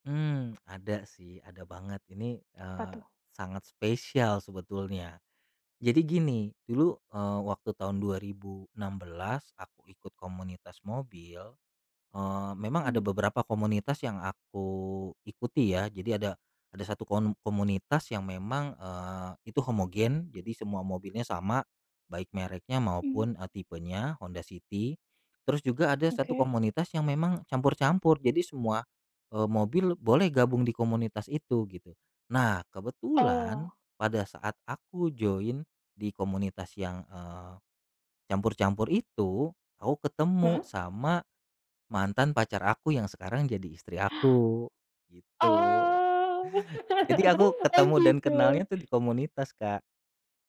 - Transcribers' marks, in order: in English: "join"; drawn out: "Oh!"; chuckle
- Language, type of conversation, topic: Indonesian, podcast, Apa pengalaman paling berkesan yang pernah kamu alami terkait hobimu?